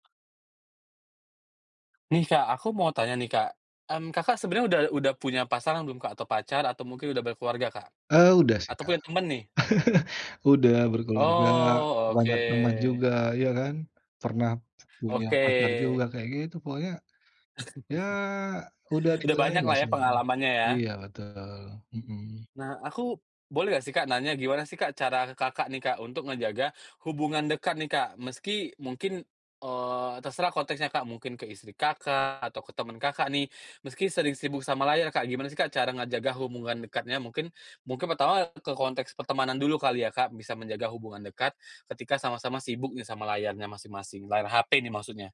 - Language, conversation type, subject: Indonesian, podcast, Bagaimana cara menjaga hubungan tetap dekat meski sering sibuk dengan layar?
- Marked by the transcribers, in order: other background noise; chuckle; chuckle